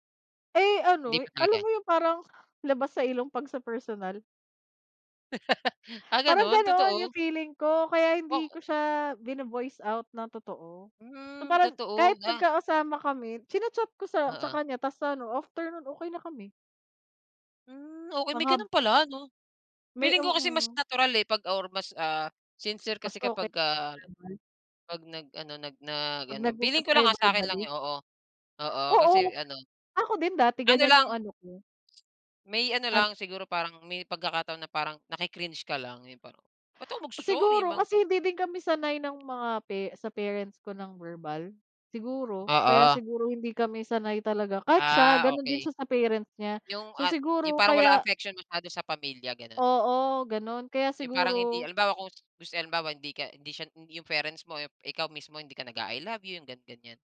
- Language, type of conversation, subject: Filipino, unstructured, Ano ang ginagawa mo upang mapanatili ang saya sa relasyon?
- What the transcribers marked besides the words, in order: laugh; other background noise; in English: "affection"; tapping